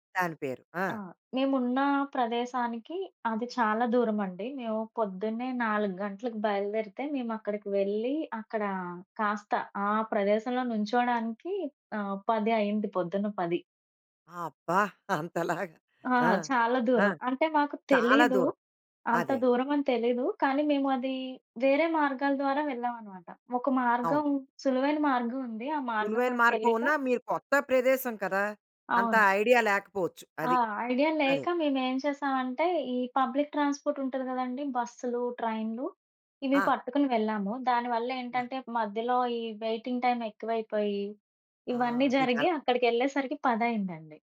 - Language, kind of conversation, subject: Telugu, podcast, విదేశంలో మీకు మరవలేని ఒక వ్యక్తి గురించి చెప్పగలరా?
- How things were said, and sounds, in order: chuckle; in English: "పబ్లిక్ ట్రాన్‌పోర్ట్"; in English: "వెయిటింగ్ టైం"